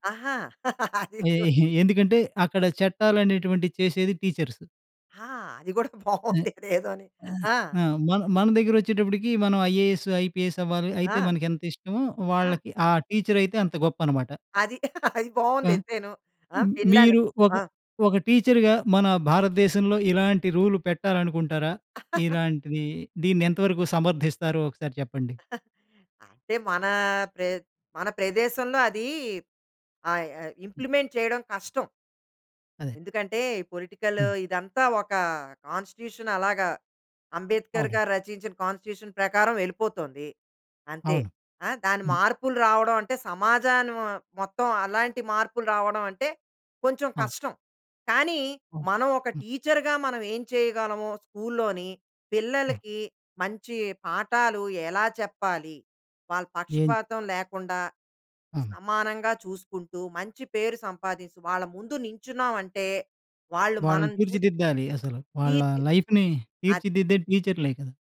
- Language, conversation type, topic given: Telugu, podcast, మీరు గర్వపడే ఒక ఘట్టం గురించి వివరించగలరా?
- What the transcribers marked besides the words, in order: laughing while speaking: "అది. చూ"; in English: "టీచర్స్"; laughing while speaking: "బావుండేదేదో అని"; in English: "ఐఏఎస్, ఐపీఎస్"; laugh; in English: "టీచర్‍గా"; in English: "రూల్"; laugh; chuckle; in English: "ఇంప్లిమెంట్"; in English: "కాన్స్టిట్యూషన్"; in English: "కాన్స్టిట్యూషన్"; in English: "టీచర్‌గా"; in English: "లైఫ్‌ని"